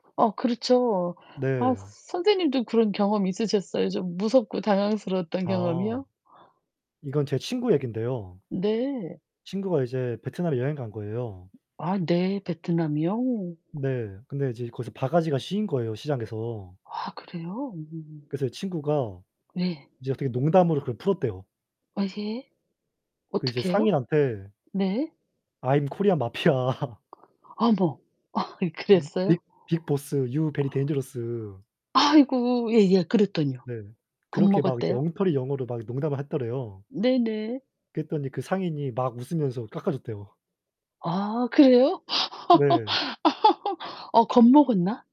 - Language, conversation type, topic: Korean, unstructured, 여행 중에 가장 불쾌했던 경험은 무엇인가요?
- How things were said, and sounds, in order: distorted speech; other background noise; in English: "I'm Korean mafia"; laugh; laughing while speaking: "아이"; in English: "Um big big boss. You very dangerous"; laugh